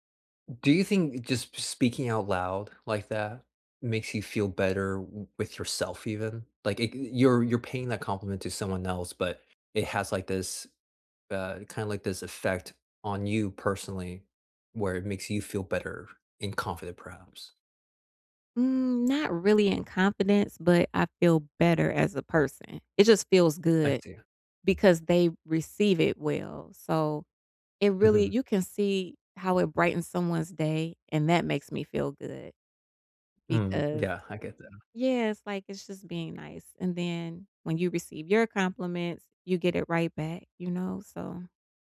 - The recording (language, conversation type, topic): English, unstructured, Why do I feel ashamed of my identity and what helps?
- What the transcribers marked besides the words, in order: none